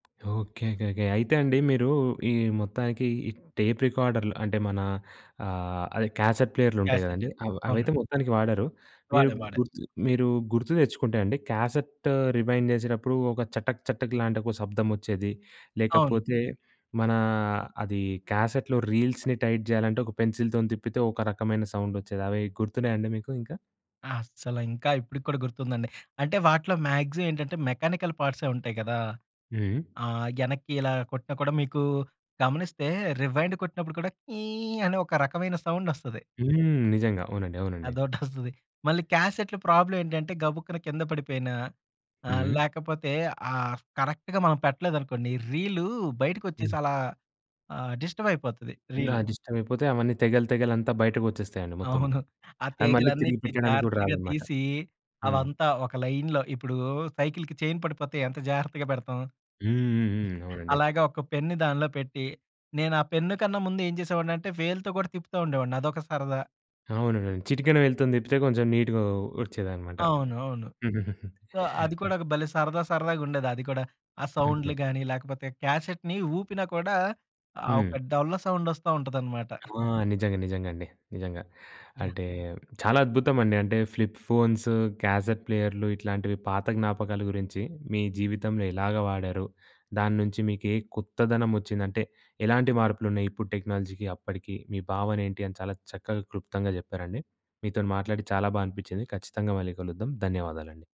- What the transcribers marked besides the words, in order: tapping; in English: "రివైండ్"; in English: "రీల్స్‌ని టైట్"; in English: "సౌండ్"; in English: "మ్యాక్సిమమ్"; in English: "మెకానికల్"; in English: "రివైండ్"; other background noise; in English: "సౌండ్"; chuckle; in English: "ప్రాబ్లమ్"; in English: "కరెక్ట్‌గా"; in English: "రీల్"; chuckle; in English: "లైన్‌లో"; other noise; in English: "నీట్‌గా"; in English: "సో"; giggle; in English: "సౌండ్"; in English: "ఫ్లిప్"; in English: "టెక్నాలజీకి"
- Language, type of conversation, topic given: Telugu, podcast, ఫ్లిప్‌ఫోన్లు, క్యాసెట్ ప్లేయర్లు వంటి పాత గ్యాడ్జెట్ల గురించి మీకు ఎలా అనిపిస్తుంది?